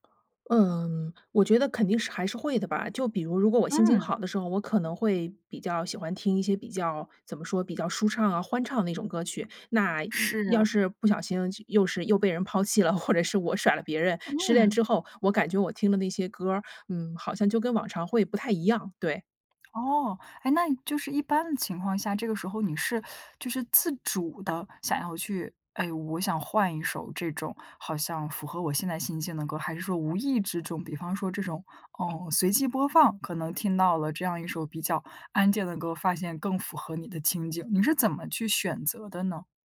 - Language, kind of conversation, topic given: Chinese, podcast, 失恋后你会把歌单彻底换掉吗？
- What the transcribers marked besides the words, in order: teeth sucking